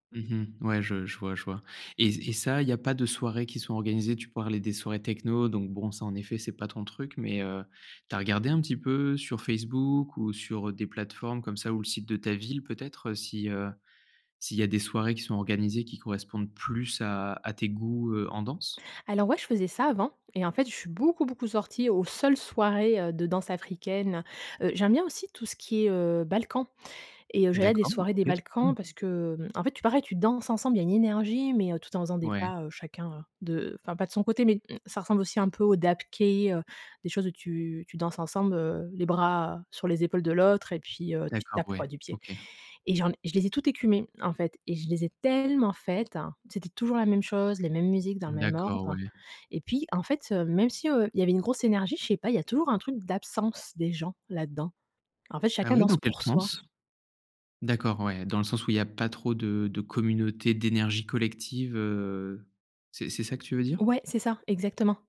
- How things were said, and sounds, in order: other background noise; unintelligible speech; stressed: "tellement"
- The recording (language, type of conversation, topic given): French, advice, Pourquoi n’arrive-je plus à prendre du plaisir à mes passe-temps habituels ?